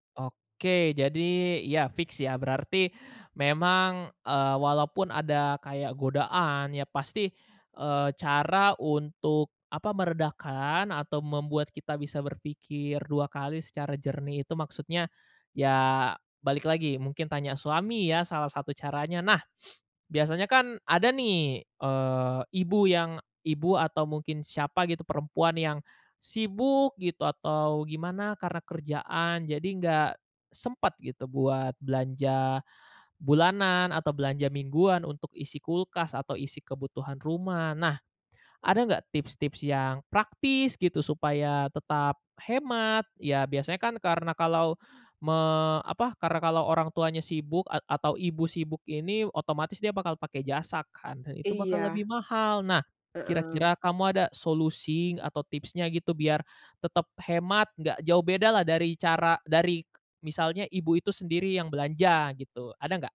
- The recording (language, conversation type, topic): Indonesian, podcast, Bagaimana kamu mengatur belanja bulanan agar hemat dan praktis?
- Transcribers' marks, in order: other background noise; "solusi" said as "solusing"